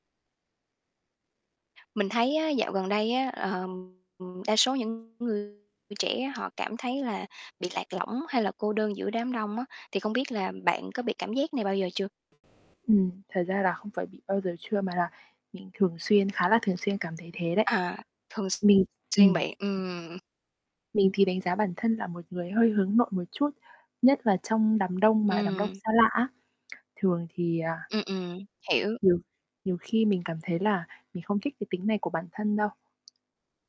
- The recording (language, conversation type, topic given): Vietnamese, podcast, Bạn thường làm gì khi cảm thấy cô đơn giữa đám đông?
- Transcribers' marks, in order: distorted speech; other background noise; static; tapping